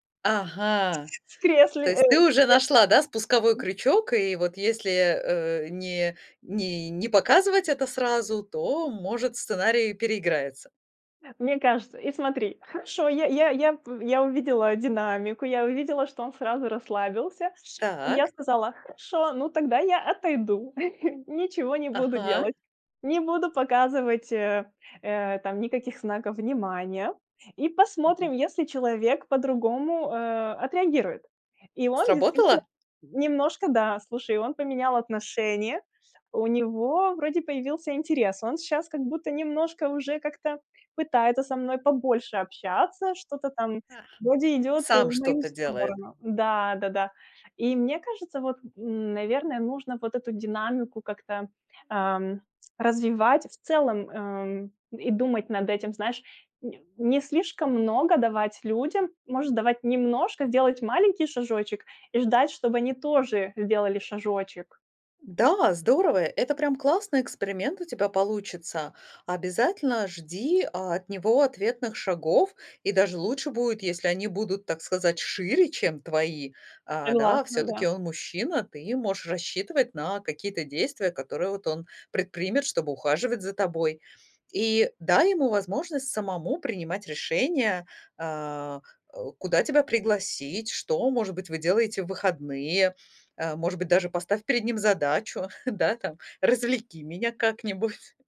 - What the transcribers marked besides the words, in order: tapping; other background noise; other noise; background speech; chuckle; chuckle; laughing while speaking: "как-нибудь"
- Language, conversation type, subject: Russian, advice, Как понять, совместимы ли мы с партнёром, если наши жизненные приоритеты не совпадают?